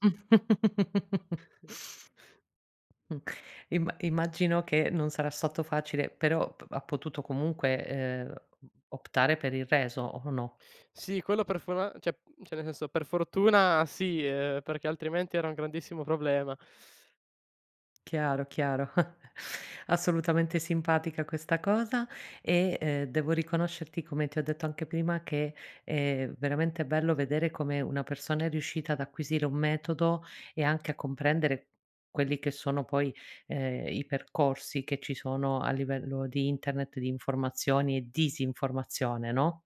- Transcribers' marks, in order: chuckle; sniff; chuckle; "cioè-" said as "ceh"; "cioè" said as "ceh"; scoff
- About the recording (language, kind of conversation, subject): Italian, podcast, Come affronti il sovraccarico di informazioni quando devi scegliere?